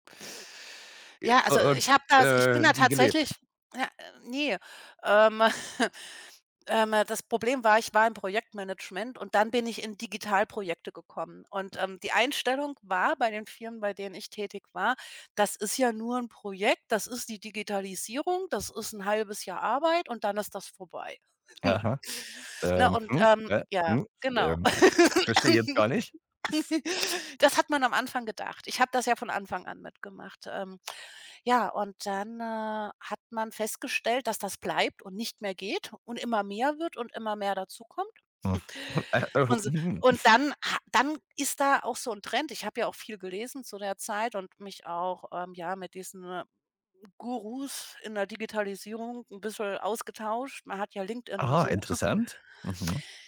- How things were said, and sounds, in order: chuckle; other background noise; tapping; chuckle; cough; chuckle; snort; chuckle
- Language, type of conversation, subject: German, unstructured, Wann ist der richtige Zeitpunkt, für die eigenen Werte zu kämpfen?
- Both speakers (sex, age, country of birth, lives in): female, 40-44, Germany, Germany; male, 40-44, Germany, Germany